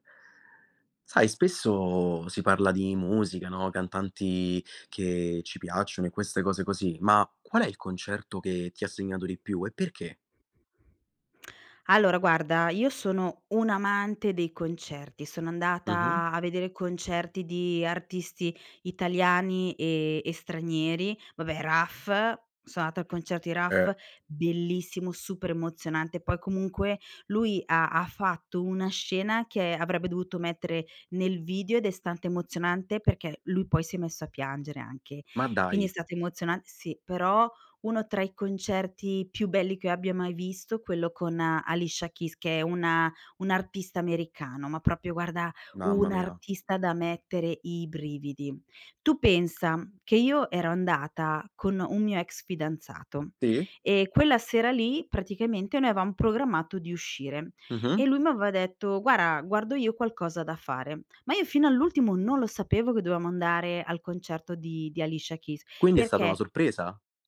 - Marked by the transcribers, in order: other background noise; tapping; "proprio" said as "propio"; background speech; "Guarda" said as "guara"
- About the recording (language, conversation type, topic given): Italian, podcast, Qual è il concerto che ti ha segnato di più?